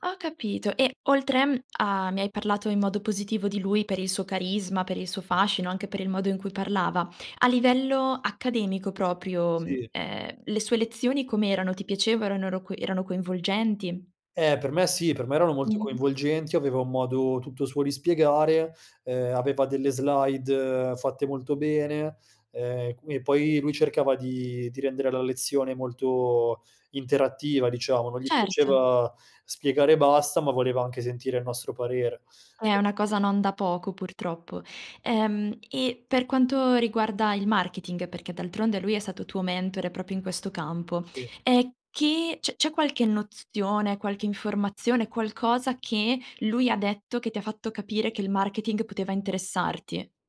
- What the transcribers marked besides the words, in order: in English: "slide"; other background noise; "stato" said as "sato"
- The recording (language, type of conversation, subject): Italian, podcast, Quale mentore ha avuto il maggiore impatto sulla tua carriera?